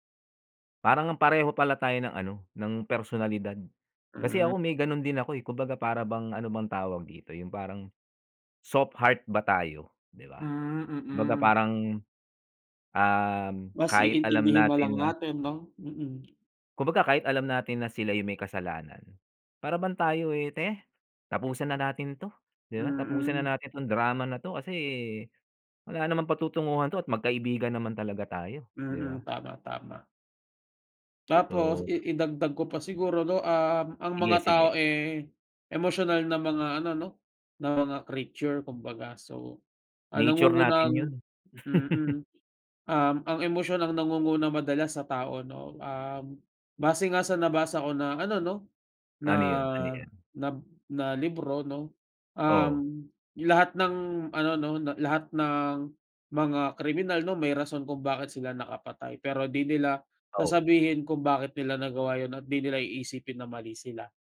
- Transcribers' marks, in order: laugh
- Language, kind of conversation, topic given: Filipino, unstructured, Paano mo nilulutas ang mga tampuhan ninyo ng kaibigan mo?